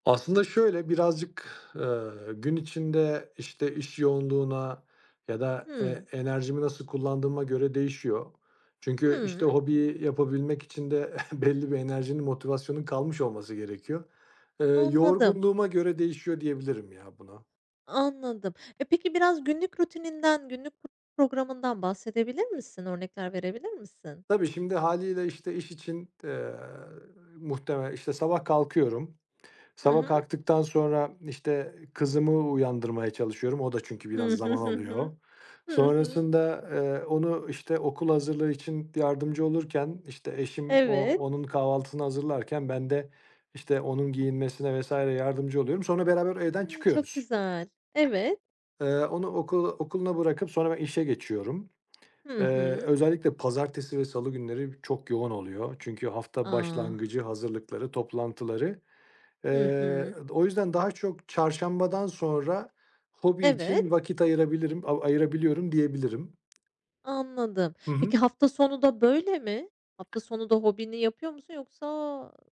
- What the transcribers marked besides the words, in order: other background noise; chuckle; tapping
- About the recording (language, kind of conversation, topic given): Turkish, podcast, Günlük rutinin içinde hobine nasıl zaman ayırıyorsun?